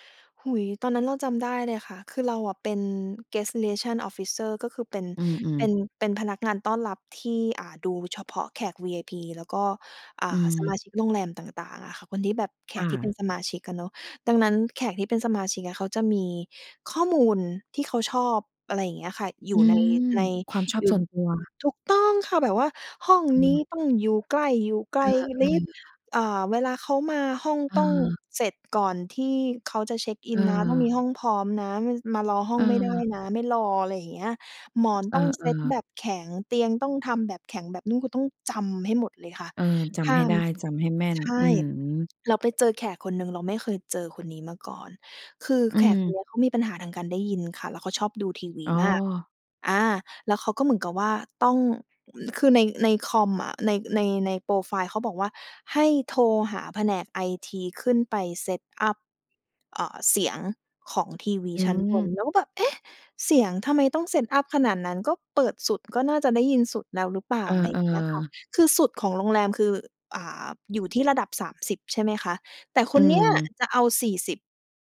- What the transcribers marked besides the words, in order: in English: "Guest Relations Officer"; stressed: "จำ"; in English: "Set up"; in English: "Set up"
- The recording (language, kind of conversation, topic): Thai, podcast, อะไรคือสัญญาณว่าคุณควรเปลี่ยนเส้นทางอาชีพ?